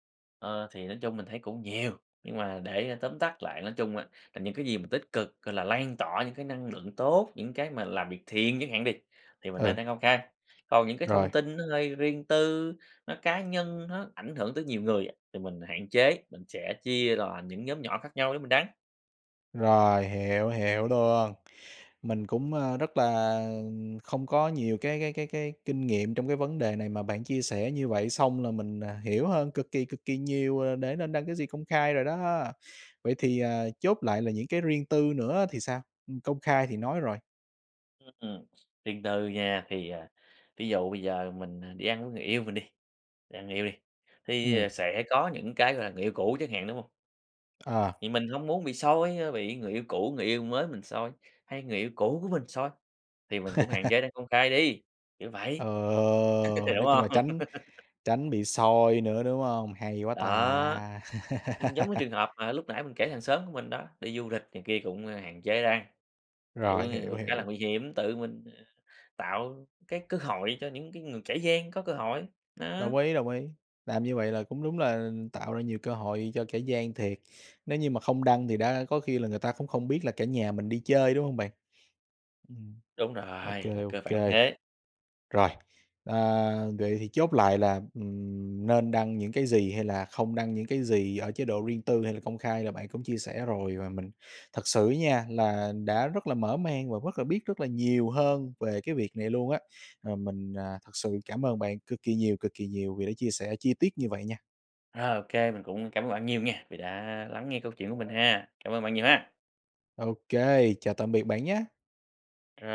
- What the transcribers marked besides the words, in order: other background noise; tapping; laugh; drawn out: "Ờ"; laugh; laughing while speaking: "đúng hông?"; laugh; laugh
- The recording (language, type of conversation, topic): Vietnamese, podcast, Bạn chọn đăng gì công khai, đăng gì để riêng tư?